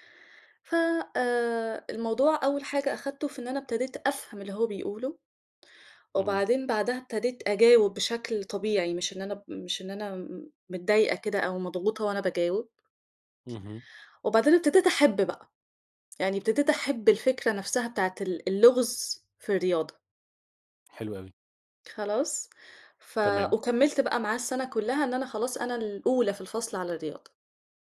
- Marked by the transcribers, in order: tapping
- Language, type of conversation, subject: Arabic, podcast, مين المدرس أو المرشد اللي كان ليه تأثير كبير عليك، وإزاي غيّر حياتك؟